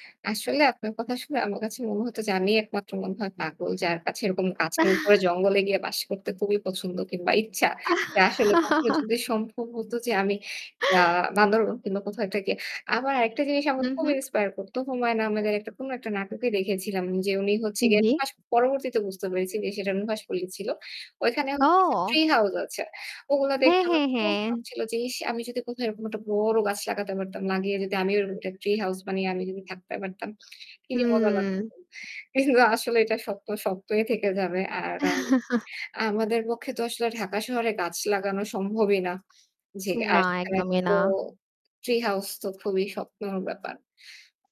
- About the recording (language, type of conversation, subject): Bengali, unstructured, ভ্রমণে গেলে আপনার সবচেয়ে ভালো স্মৃতি কীভাবে তৈরি হয়?
- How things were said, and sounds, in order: static; scoff; chuckle; horn; scoff; tapping; stressed: "নুহাশপল্লি ছিল"; chuckle